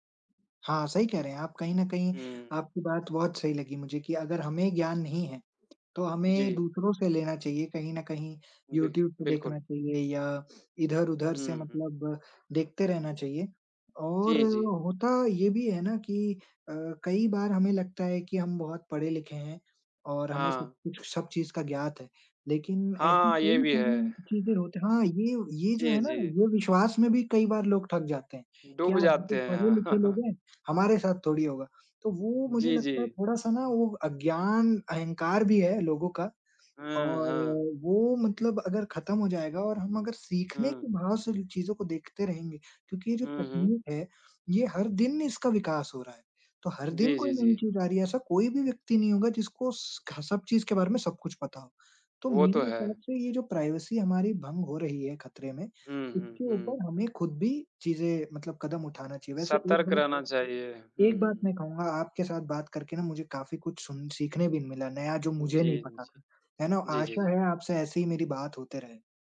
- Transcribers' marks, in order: tapping; chuckle; in English: "प्राइवेसी"
- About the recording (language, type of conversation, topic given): Hindi, unstructured, क्या तकनीक के कारण हमारी निजता खतरे में है?
- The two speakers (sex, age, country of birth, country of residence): male, 20-24, India, India; male, 30-34, India, India